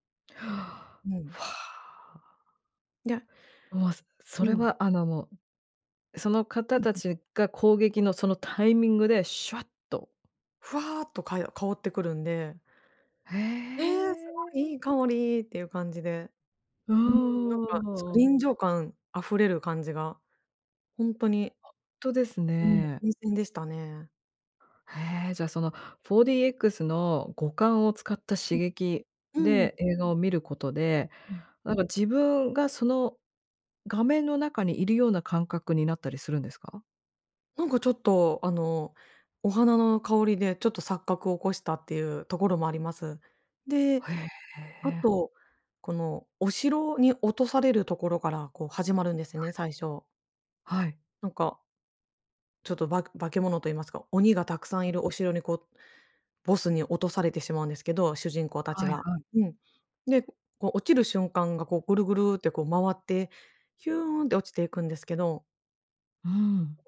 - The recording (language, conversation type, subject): Japanese, podcast, 配信の普及で映画館での鑑賞体験はどう変わったと思いますか？
- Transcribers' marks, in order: inhale; tapping; other background noise